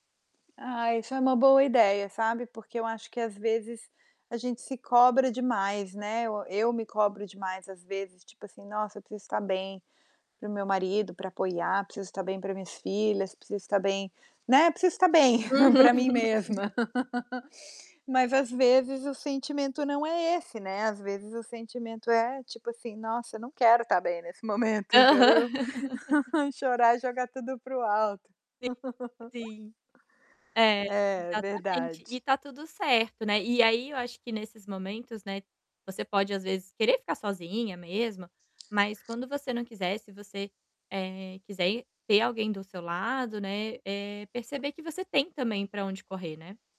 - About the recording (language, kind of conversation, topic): Portuguese, advice, Como posso construir resiliência quando algo inesperado me derruba e eu me sinto sem rumo?
- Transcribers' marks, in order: tapping; chuckle; laugh; laughing while speaking: "Aham"; laughing while speaking: "nesse momento"; chuckle; distorted speech; laugh; other background noise